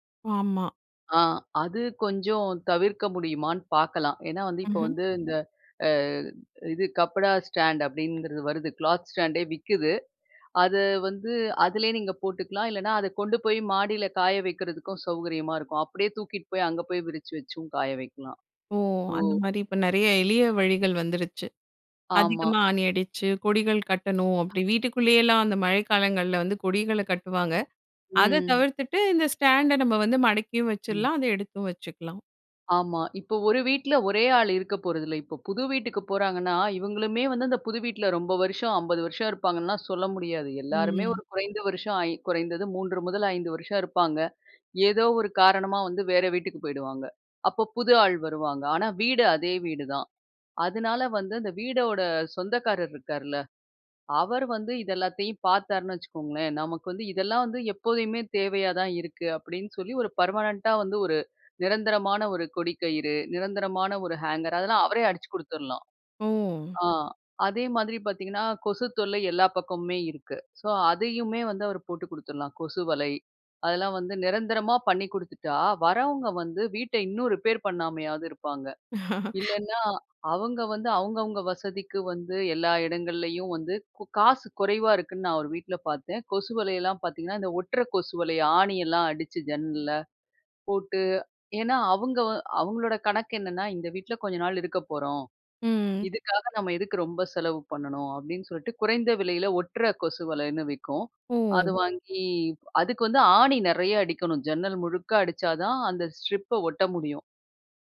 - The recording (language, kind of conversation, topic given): Tamil, podcast, புதிதாக வீட்டில் குடியேறுபவருக்கு வீட்டை ஒழுங்காக வைத்துக்கொள்ள ஒரே ஒரு சொல்லில் நீங்கள் என்ன அறிவுரை சொல்வீர்கள்?
- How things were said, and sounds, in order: in English: "கப்படா ஸ்டாண்ட்"; in English: "க்ளாத் ஸ்டாண்டே"; in English: "ஸ்டாண்ட"; in English: "பெர்மனன்ட்டா"; in English: "ஹேங்கர்"; in English: "ஸோ"; in English: "ரிப்பேர்"; laugh; in English: "ஸ்ட்ரிப்ப"